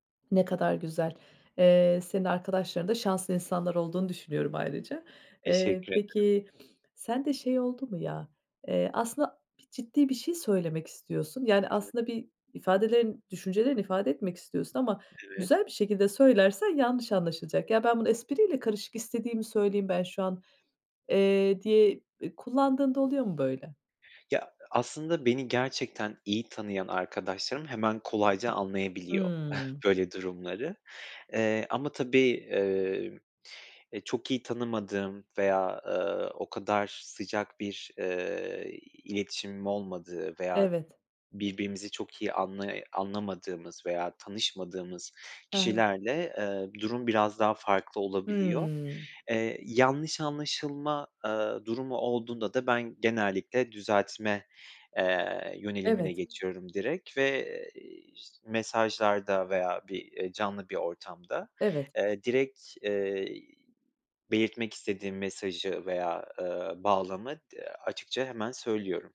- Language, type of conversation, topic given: Turkish, podcast, Kısa mesajlarda mizahı nasıl kullanırsın, ne zaman kaçınırsın?
- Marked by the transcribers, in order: sniff; chuckle; other background noise; drawn out: "Hıı"